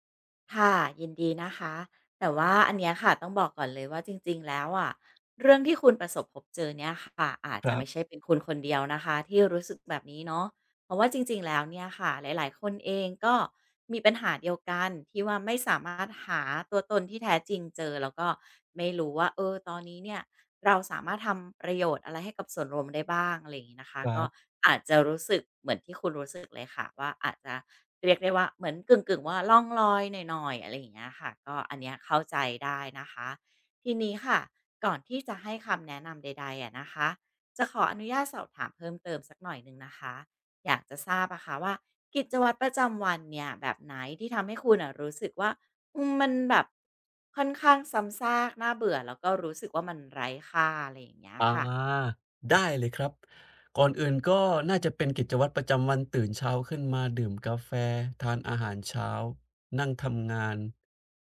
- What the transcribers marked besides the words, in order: drawn out: "อา"
- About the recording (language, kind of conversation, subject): Thai, advice, จะหาคุณค่าในกิจวัตรประจำวันซ้ำซากและน่าเบื่อได้อย่างไร